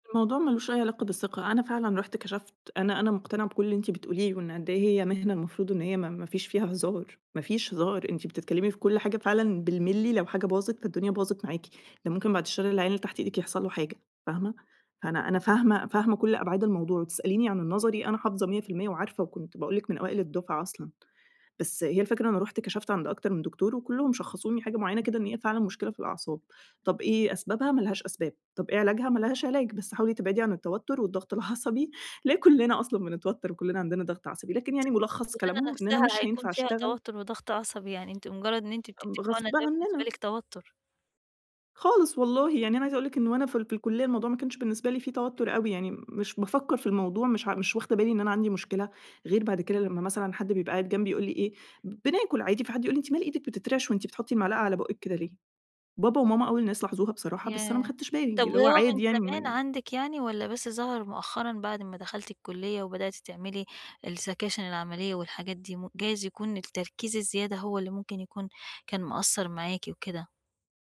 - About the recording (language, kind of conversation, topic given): Arabic, advice, إزاي أرجّع دافعي عشان أكمّل هدف كنت بادئه بحماس؟
- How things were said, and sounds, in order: laughing while speaking: "والضغط العصبي"; tapping; in English: "السكاشن"